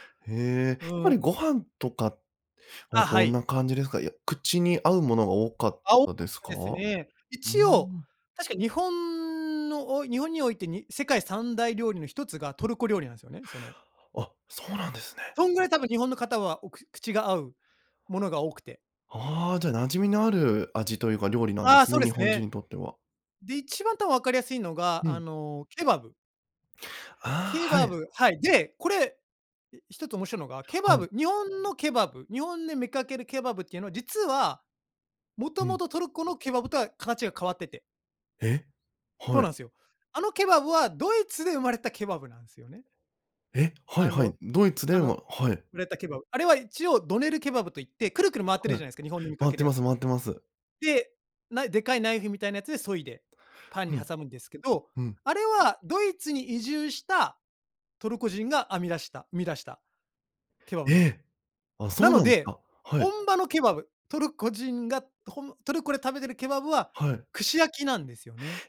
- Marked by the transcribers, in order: other noise
- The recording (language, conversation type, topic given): Japanese, podcast, 一番心に残っている旅のエピソードはどんなものでしたか？